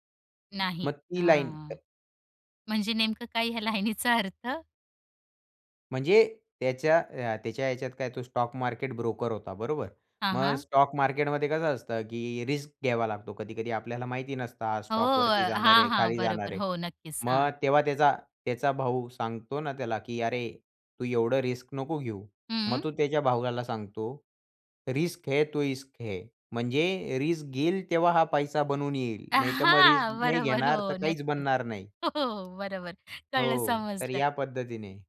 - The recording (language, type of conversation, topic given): Marathi, podcast, सिनेमा पाहून प्रेरणा मिळाल्यावर तू काय काय टिपून ठेवतोस?
- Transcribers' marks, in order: other background noise; tapping; laughing while speaking: "लाईनीचा"; in English: "रिस्क"; in English: "रिस्क"; in English: "रिस्क"; in Hindi: "है तो ईस्क है"; in English: "रिस्क"; in English: "रिस्क"; laughing while speaking: "हो, हो, बरोबर, कळलं, समजलं"